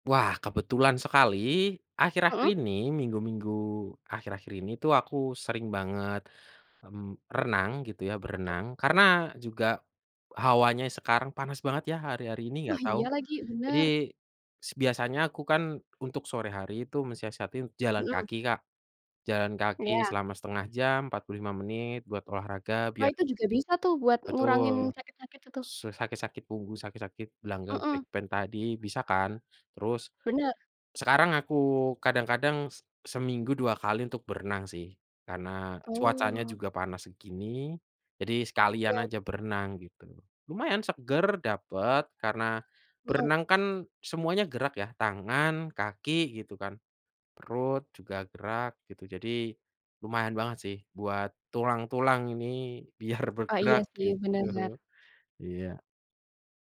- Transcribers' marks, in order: in English: "back pain"; laughing while speaking: "biar"; laughing while speaking: "gitu"
- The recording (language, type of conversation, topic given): Indonesian, podcast, Bagaimana cara Anda tetap aktif meski bekerja sambil duduk seharian?